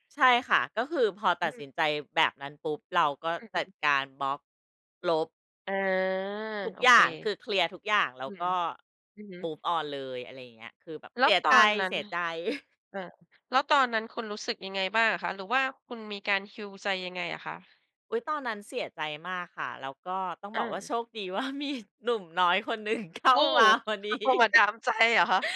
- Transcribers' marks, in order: in English: "Move on"; chuckle; in English: "heal"; laughing while speaking: "โชคดีว่ามีหนุ่มน้อยคนหนึ่งเข้ามาพอดี"; surprised: "โอ้ !"
- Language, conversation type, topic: Thai, podcast, ความสัมพันธ์สอนอะไรที่คุณยังจำได้จนถึงทุกวันนี้?